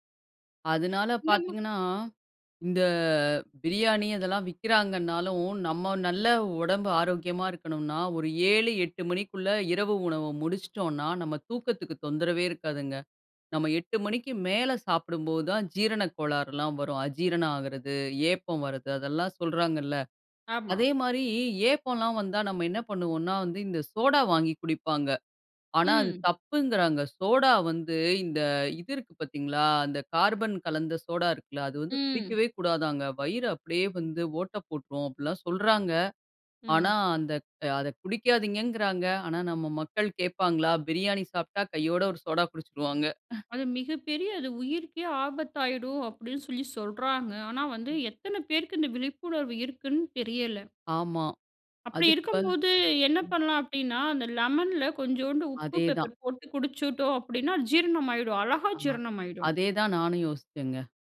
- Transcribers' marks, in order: other background noise; drawn out: "இந்த"; chuckle; other noise
- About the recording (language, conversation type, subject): Tamil, podcast, உணவு சாப்பிடும்போது கவனமாக இருக்க நீங்கள் பின்பற்றும் பழக்கம் என்ன?